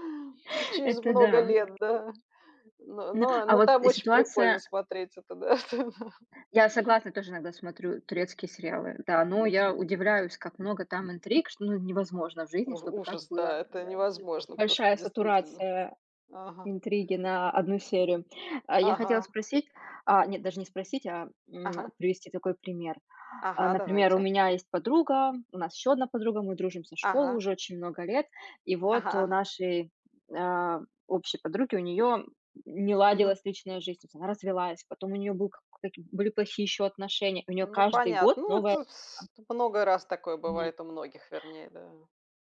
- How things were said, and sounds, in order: laughing while speaking: "да, это, да"
- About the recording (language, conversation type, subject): Russian, unstructured, Что для вас значит настоящая дружба?